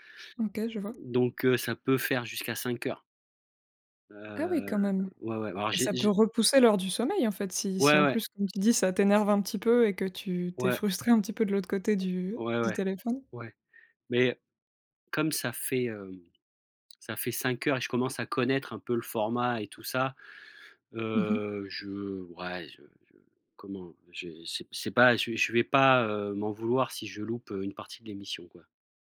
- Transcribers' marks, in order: none
- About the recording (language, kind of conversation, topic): French, podcast, Comment gères-tu le stress qui t’empêche de dormir ?